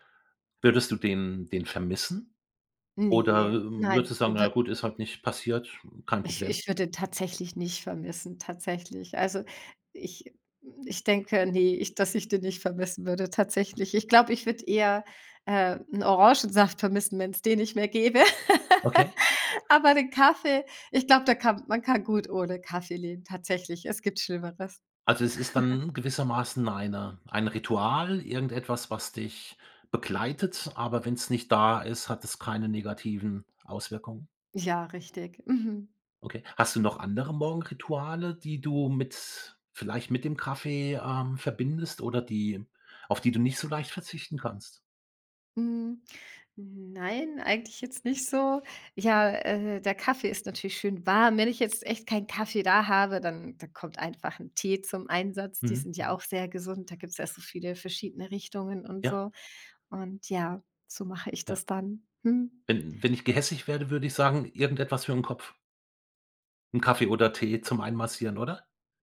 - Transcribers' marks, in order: laugh; chuckle
- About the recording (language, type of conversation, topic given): German, podcast, Welche Rolle spielt Koffein für deine Energie?